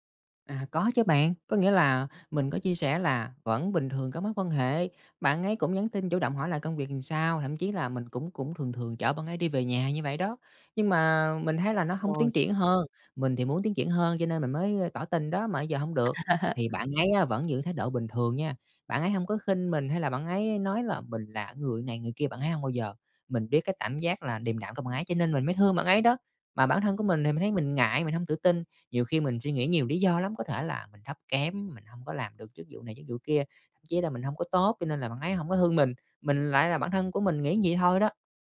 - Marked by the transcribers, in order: tapping; other background noise; laughing while speaking: "À"; "cảm" said as "tảm"; "như" said as "ừn"
- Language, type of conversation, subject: Vietnamese, advice, Bạn làm sao để lấy lại sự tự tin sau khi bị từ chối trong tình cảm hoặc công việc?